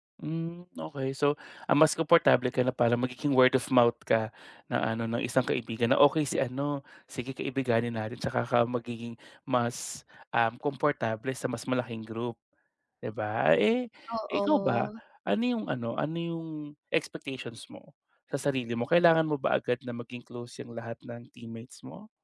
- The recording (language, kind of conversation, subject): Filipino, advice, Paano ako makikisalamuha at makakabuo ng mga bagong kaibigan sa bago kong komunidad?
- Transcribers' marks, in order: none